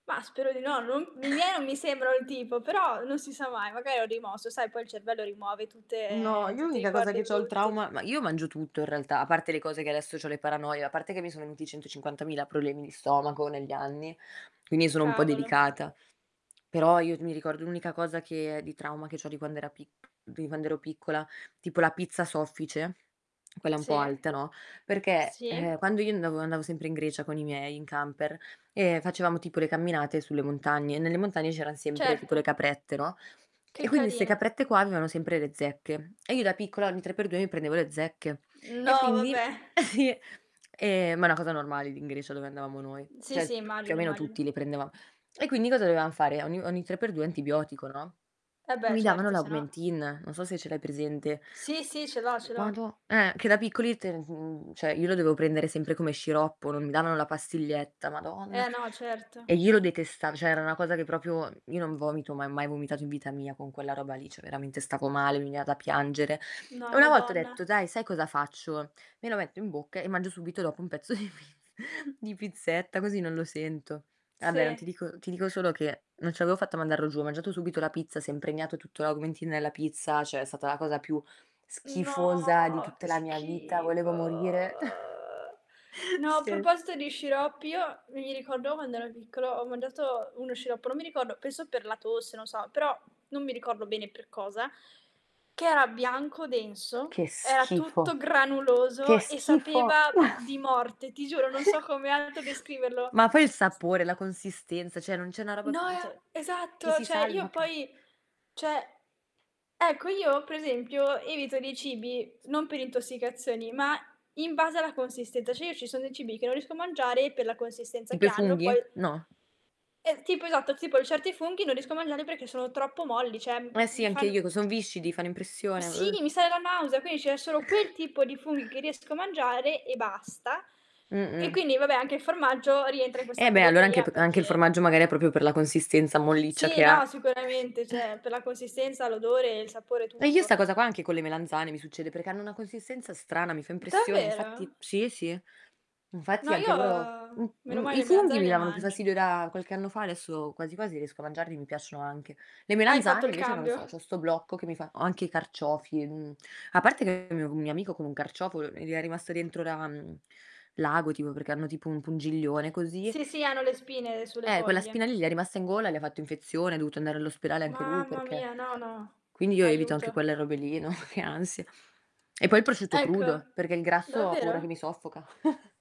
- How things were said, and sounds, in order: distorted speech; chuckle; static; lip smack; chuckle; tapping; "cioè" said as "ceh"; "cioè" said as "ceh"; "proprio" said as "propio"; "cioè" said as "ceh"; laughing while speaking: "di pizz"; disgusted: "No, che schifo!"; drawn out: "No, che schifo!"; chuckle; chuckle; other background noise; "cioè" said as "ceh"; "cioè" said as "ceh"; "cioè" said as "ceh"; chuckle; "proprio" said as "propio"; "cioè" said as "ceh"; chuckle; laughing while speaking: "no"; tongue click; chuckle
- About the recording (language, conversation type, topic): Italian, unstructured, Hai mai evitato un alimento per paura di un’intossicazione alimentare?